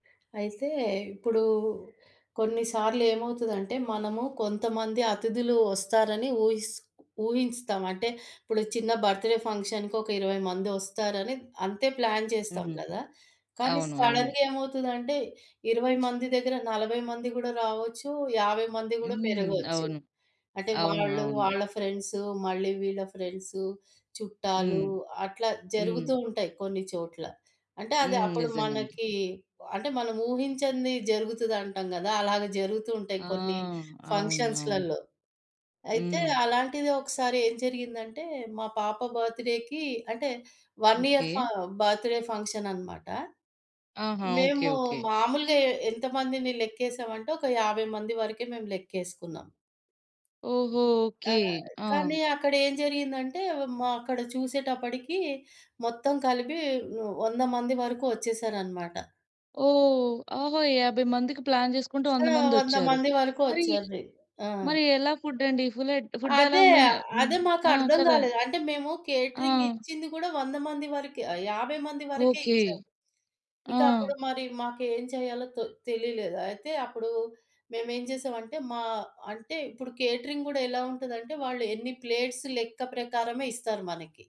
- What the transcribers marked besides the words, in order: in English: "బర్త్ డే ఫంక్షన్‌కి"; in English: "ప్లాన్"; in English: "సడన్‌గా"; other background noise; in English: "ఫ్రెండ్స్"; in English: "ఫ్రెండ్స్"; in English: "ఫంక్షన్స్‌లలో"; in English: "బర్త్ డేకి"; in English: "వన్ ఇయర్"; in English: "బర్త్ డే ఫంక్షన్"; in English: "ప్లాన్"; in English: "సో"; in English: "ఫుడ్"; in English: "ఫుడ్"; in English: "కేటరింగ్"; in English: "కేటరింగ్"; in English: "ప్లేట్స్"
- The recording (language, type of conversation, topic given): Telugu, podcast, పెద్ద గుంపు కోసం వంటను మీరు ఎలా ప్లాన్ చేస్తారు?